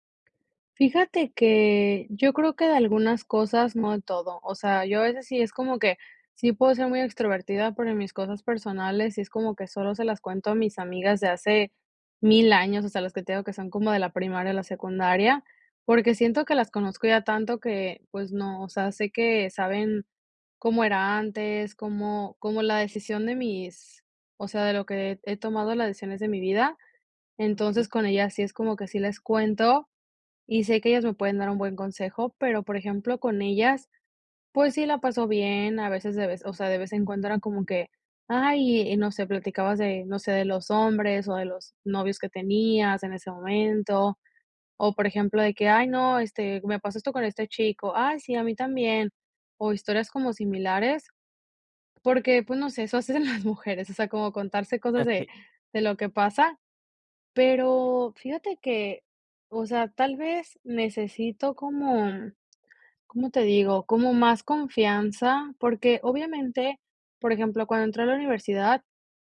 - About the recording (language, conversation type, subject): Spanish, podcast, ¿Qué amistad empezó de forma casual y sigue siendo clave hoy?
- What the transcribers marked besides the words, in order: laughing while speaking: "eso hacen"; other noise